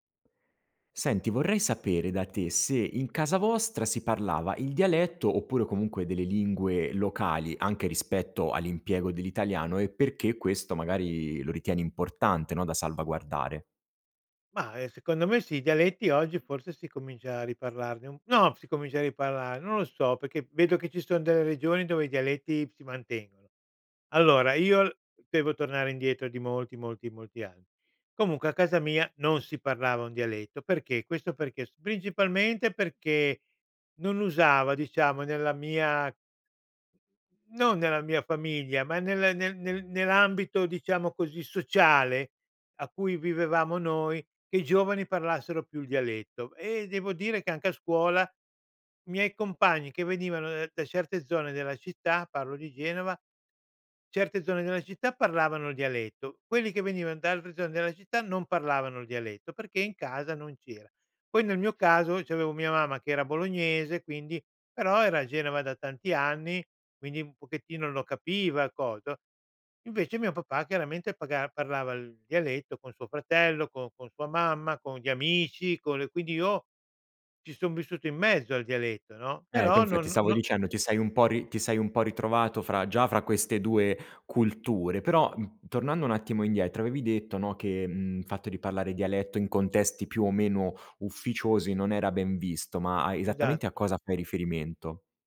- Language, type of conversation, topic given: Italian, podcast, In casa vostra si parlava un dialetto o altre lingue?
- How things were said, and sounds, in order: "perché" said as "peché"